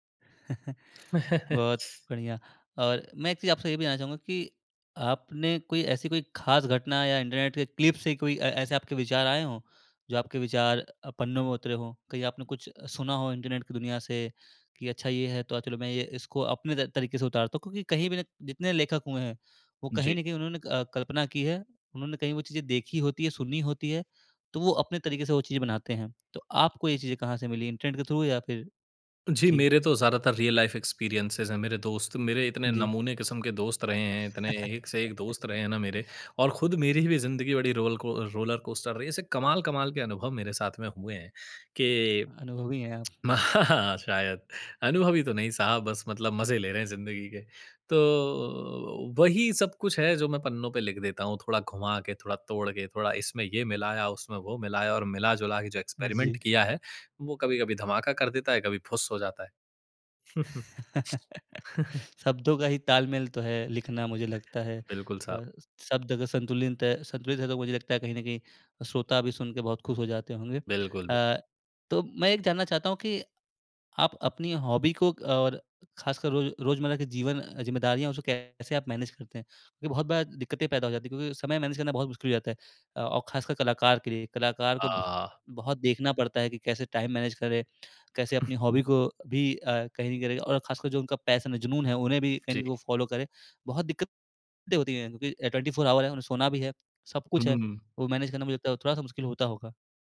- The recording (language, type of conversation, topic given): Hindi, podcast, किस शौक में आप इतना खो जाते हैं कि समय का पता ही नहीं चलता?
- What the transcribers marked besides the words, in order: chuckle; other background noise; chuckle; in English: "क्लिप"; in English: "थ्रू"; in English: "रियल लाइफ़ एक्सपीरियंसेज़"; laugh; in English: "रोलर कोस्टर"; lip smack; chuckle; in English: "एक्सपेरिमेंट"; laugh; chuckle; in English: "हॉबी"; in English: "मैनेज"; in English: "मैनेज"; in English: "टाइम मैनेज"; lip smack; in English: "हॉबी"; in English: "कैरी"; unintelligible speech; in English: "पैशन"; in English: "फॉलो"; in English: "ट्वेंटी फोर आवर"; in English: "मैनेज"